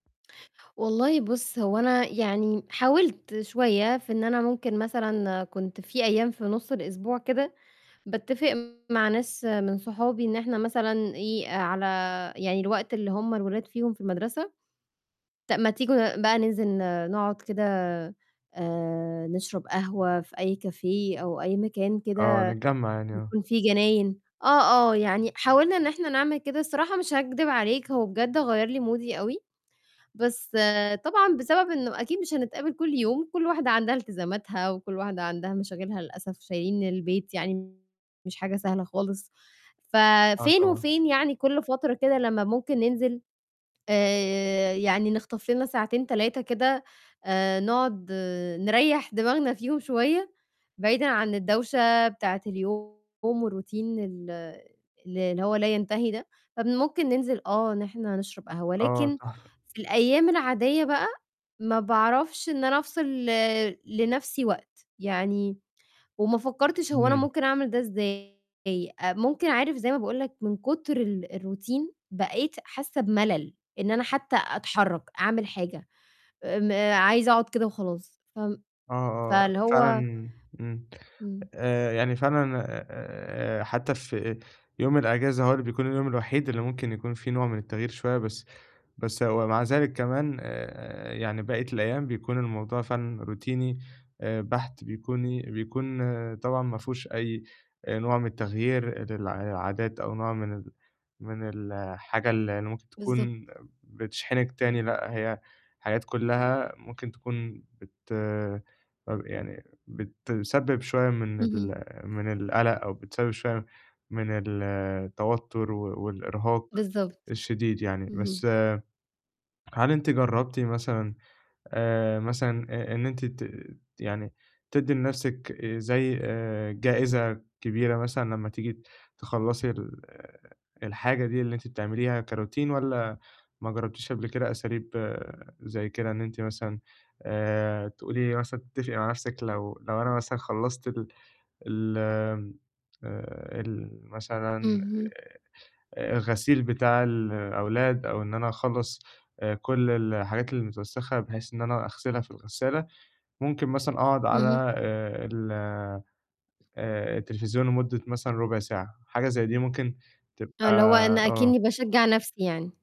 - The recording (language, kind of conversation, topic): Arabic, advice, إزاي أحفّز نفسي أعمل الحاجات اليومية المملة زي التنضيف أو المذاكرة؟
- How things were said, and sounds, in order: distorted speech; in French: "café"; in English: "مودي"; in English: "والRoutine"; in English: "الRoutine"; in English: "روتيني"; in English: "كRoutine؟"